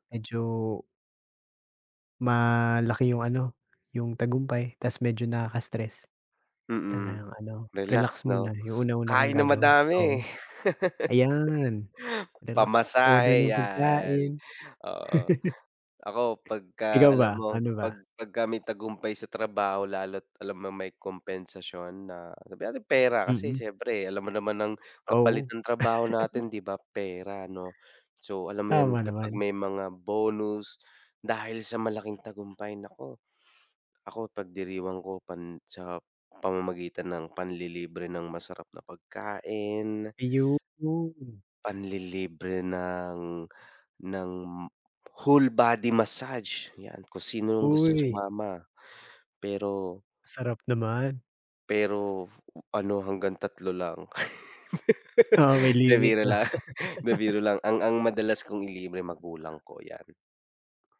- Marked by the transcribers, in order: laugh; laugh; laugh; laugh; chuckle; laugh
- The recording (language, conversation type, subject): Filipino, unstructured, Paano mo ipinagdiriwang ang tagumpay sa trabaho?